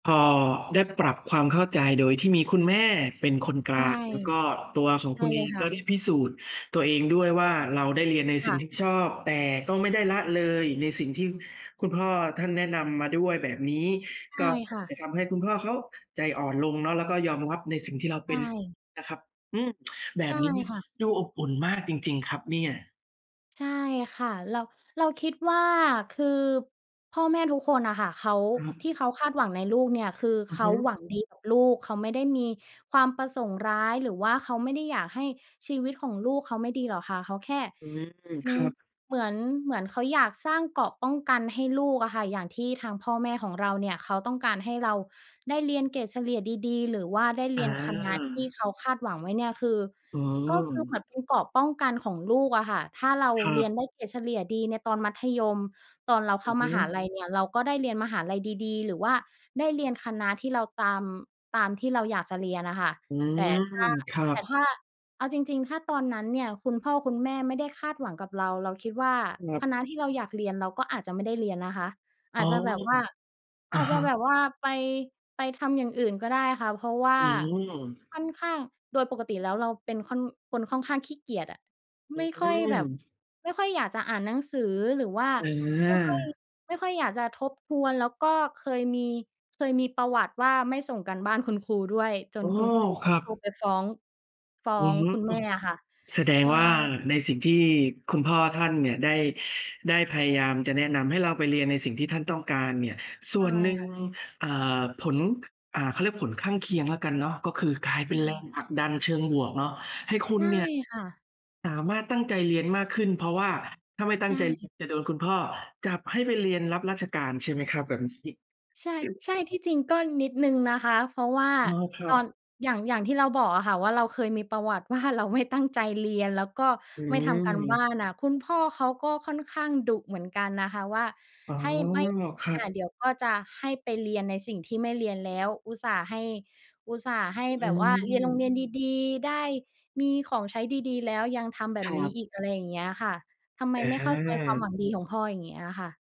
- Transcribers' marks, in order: tapping; other background noise; laughing while speaking: "ว่าเราไม่ตั้ง"; unintelligible speech
- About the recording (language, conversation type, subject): Thai, podcast, ความคาดหวังจากพ่อแม่ส่งผลต่อชีวิตของคุณอย่างไร?